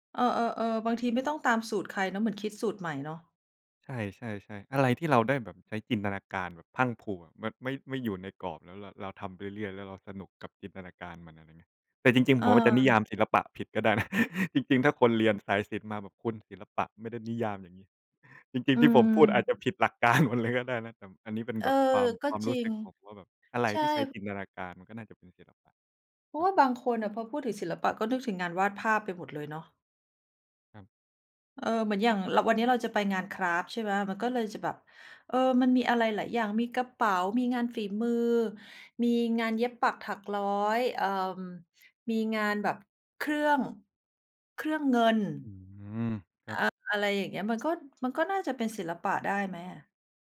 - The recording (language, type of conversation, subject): Thai, unstructured, ศิลปะช่วยให้เรารับมือกับความเครียดอย่างไร?
- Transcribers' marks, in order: chuckle; laughing while speaking: "การ"